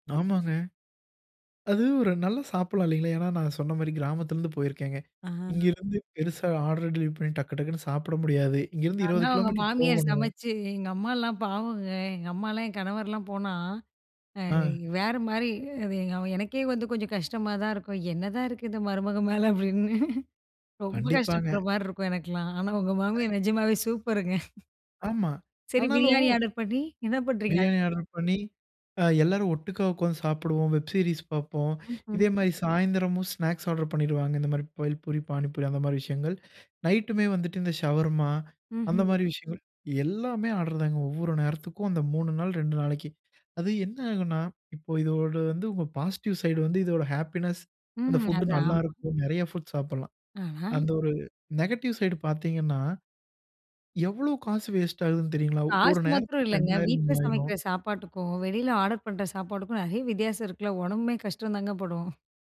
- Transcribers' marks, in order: other background noise; drawn out: "ஆ"; other noise; in English: "டெலிவரி"; laughing while speaking: "என்னதான் இருக்கு இந்த மருமக மேல … மாமியார் நிஜமாவே சூப்பருங்க"; unintelligible speech; in English: "வெப் சீரிஸ்"; in English: "ஸ்நாக்ஸ்"; in English: "பாசிட்டிவ் சைட்"; in English: "ஹேப்பினஸ்"; in English: "புட்"; in English: "ஃபுட்"; in English: "நெகட்டிவ் சைட்"
- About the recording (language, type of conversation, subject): Tamil, podcast, உணவு டெலிவரி சேவைகள் உங்கள் நாள் திட்டத்தை எப்படி பாதித்தன?